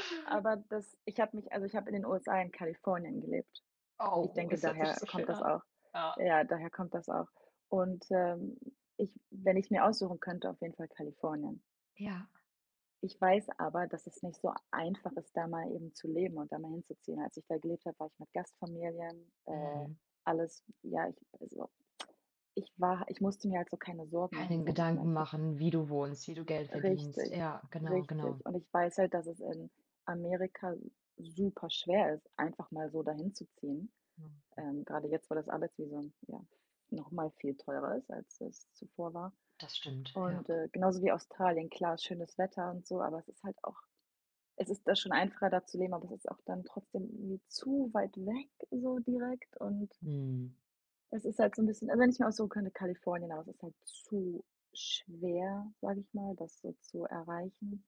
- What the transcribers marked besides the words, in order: tsk; other noise
- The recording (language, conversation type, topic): German, advice, Wie kann ich meine Angst und Unentschlossenheit bei großen Lebensentscheidungen überwinden?